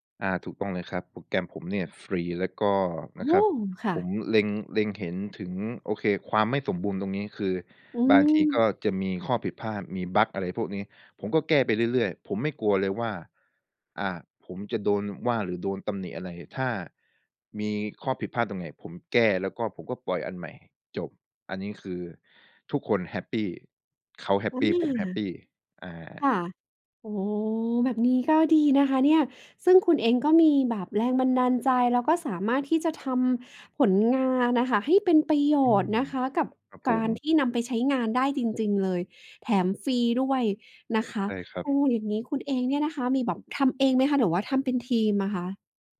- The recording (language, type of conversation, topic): Thai, podcast, คุณรับมือกับความอยากให้ผลงานสมบูรณ์แบบอย่างไร?
- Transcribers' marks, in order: other background noise